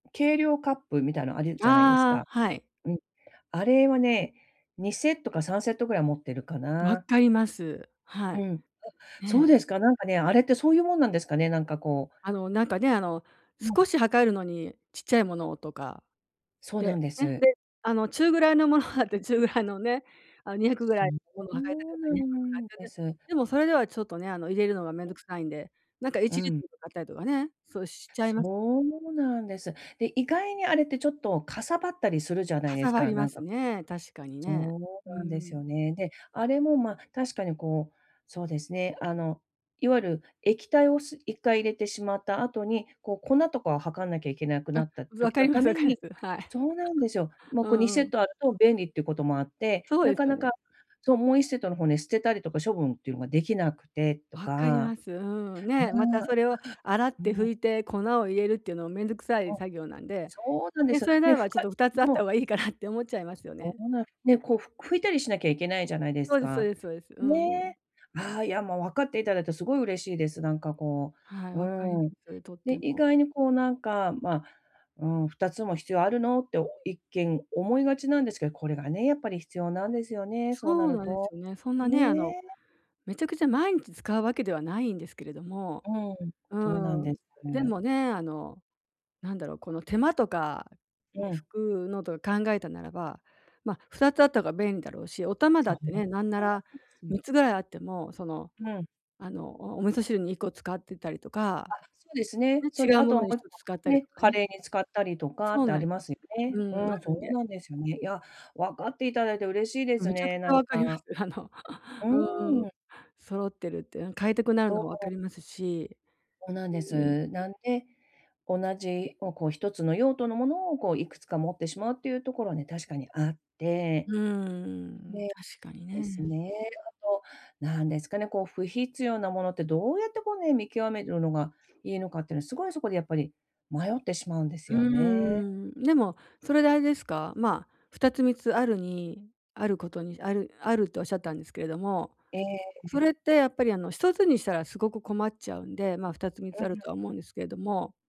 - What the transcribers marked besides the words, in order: other background noise; unintelligible speech; laughing while speaking: "ものがあって"; other noise; laughing while speaking: "いいかな"; laughing while speaking: "あの"
- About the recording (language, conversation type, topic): Japanese, advice, 本当に必要なものをどうやって見極めればいいですか？